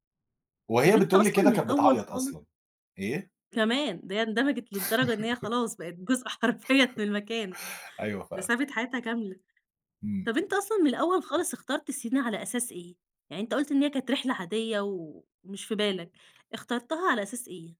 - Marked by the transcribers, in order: laugh; laughing while speaking: "حرفيًا من المكان"; laugh; tapping
- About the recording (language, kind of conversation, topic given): Arabic, podcast, احكيلي عن رحلة غيّرت نظرتك للحياة؟